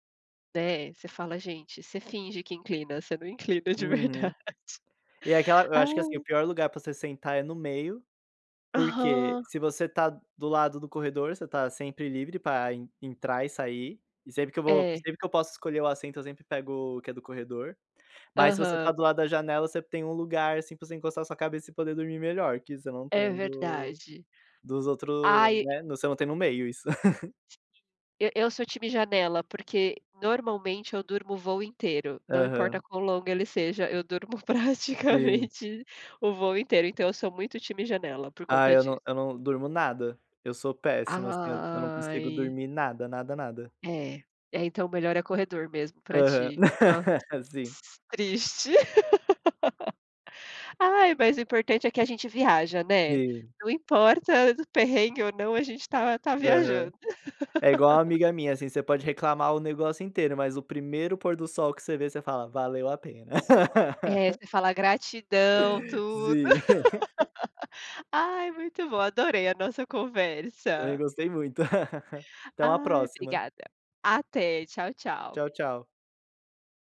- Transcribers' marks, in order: laughing while speaking: "inclina de verdade"; laugh; laugh; other background noise; laughing while speaking: "praticamente"; laugh; laughing while speaking: "Triste"; laugh; laugh; tapping; laugh; laughing while speaking: "Sim"; laugh; laugh
- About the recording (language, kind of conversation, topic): Portuguese, unstructured, Qual dica você daria para quem vai viajar pela primeira vez?